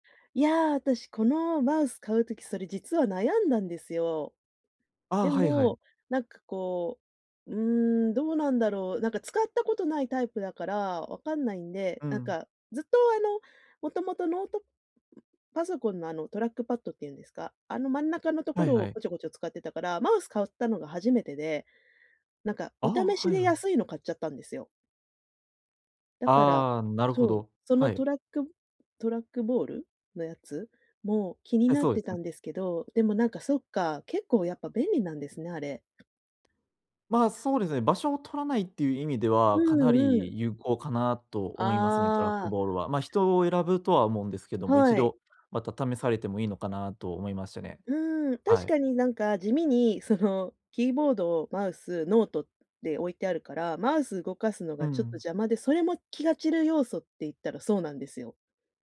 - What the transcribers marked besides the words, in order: tapping; other noise
- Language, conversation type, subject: Japanese, advice, 仕事や勉強中に気が散る要素を減らすにはどうすればいいですか？